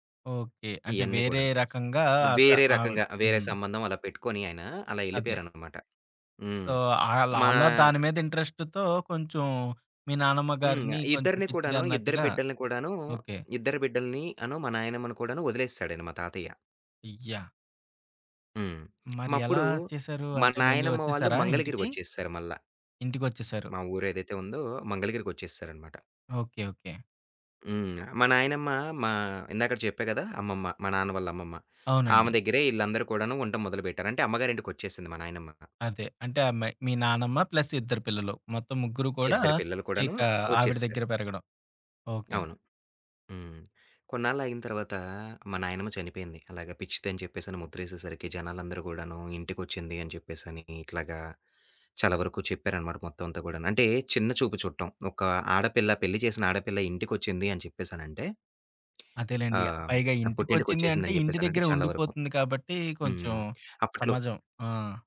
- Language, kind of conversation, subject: Telugu, podcast, మీ కుటుంబ వలస కథను ఎలా చెప్పుకుంటారు?
- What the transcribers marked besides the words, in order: tapping; other background noise; in English: "సో"; in English: "ఇంట్రెస్ట్‌తో"; lip smack; in English: "ప్లస్"